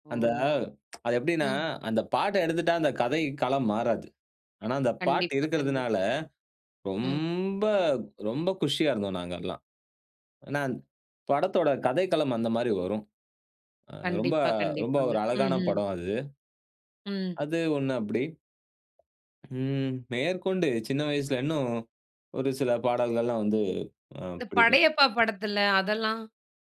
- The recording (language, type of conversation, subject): Tamil, podcast, சின்ன வயதில் ரசித்த பாடல் இன்னும் மனதில் ஒலிக்கிறதா?
- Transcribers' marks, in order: drawn out: "ஓ!"; tsk; "கண்டிப்பா" said as "கண்டிப்"; drawn out: "ரொம்ப"; other noise